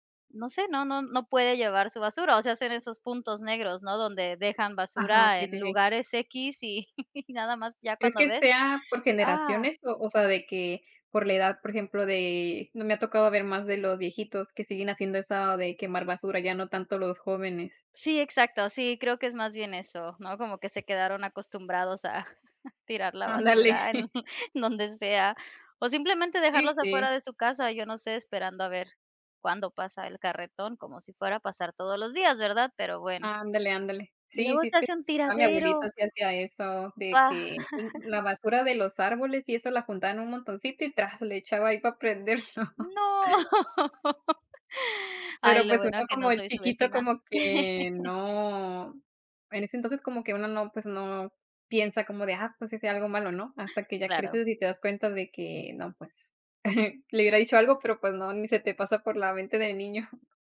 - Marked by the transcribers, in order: laughing while speaking: "y nada"; laughing while speaking: "a tirar la basura en donde sea"; chuckle; chuckle; laughing while speaking: "prenderlo"; laughing while speaking: "No"; chuckle; giggle; chuckle
- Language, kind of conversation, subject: Spanish, unstructured, ¿Qué opinas sobre la gente que no recoge la basura en la calle?